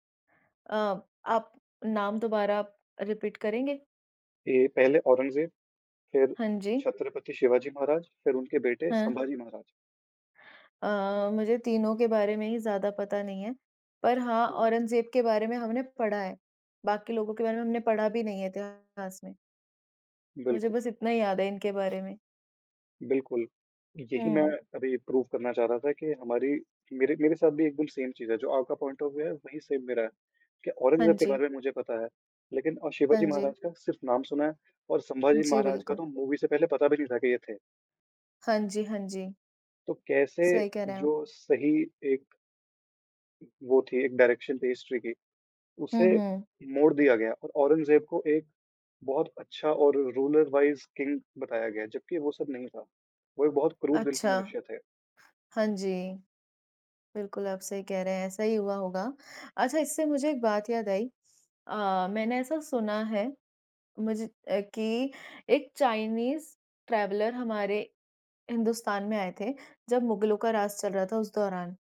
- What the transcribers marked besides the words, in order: in English: "रीपीट"; in English: "प्रूव"; in English: "सेम"; in English: "पॉइंट ऑफ व्यू"; in English: "सेम"; in English: "मूवी"; in English: "डाएरेक्शन"; in English: "हिस्ट्री"; in English: "रूलर वाइज़ किंग"; in English: "चाइनीज़ ट्रैवलर"
- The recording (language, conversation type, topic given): Hindi, unstructured, क्या इतिहास में कुछ घटनाएँ जानबूझकर छिपाई जाती हैं?